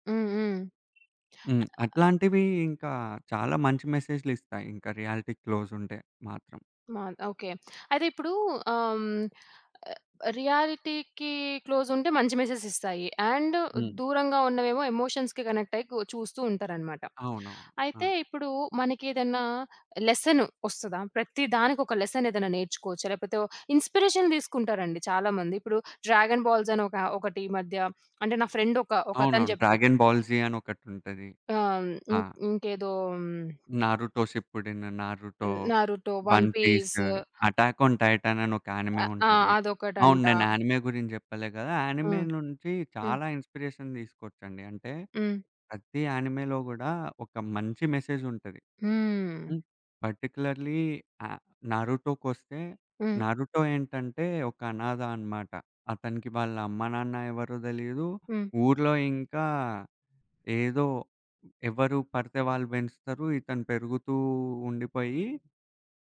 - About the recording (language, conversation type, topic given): Telugu, podcast, కామిక్స్ లేదా కార్టూన్‌లలో మీకు ఏది ఎక్కువగా నచ్చింది?
- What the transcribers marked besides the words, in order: other background noise; lip smack; horn; in English: "రియాలిటీ"; in English: "రియాలిటీకి"; in English: "ఎమోషన్స్‌కి కనెక్ట్"; in English: "లెసన్"; in English: "ఇన్స్‌పిరేషన్"; in English: "డ్రాగన్ బాల్స్"; in English: "డ్రాగన్ బాల్జీ"; in English: "ఫ్రెండ్"; in English: "ఇన్స్‌పిరేషన్"; in English: "పర్టిక్యులర్‌లి"